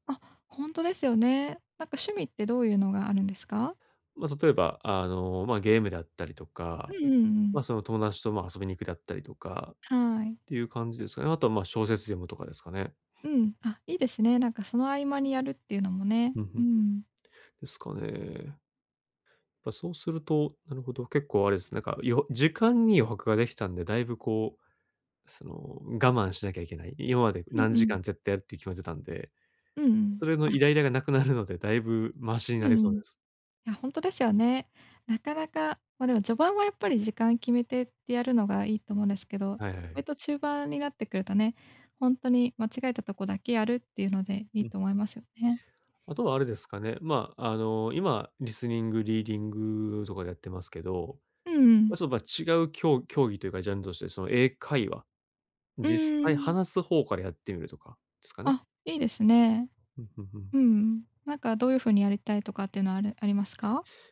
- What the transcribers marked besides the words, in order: none
- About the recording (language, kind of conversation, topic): Japanese, advice, 気分に左右されずに習慣を続けるにはどうすればよいですか？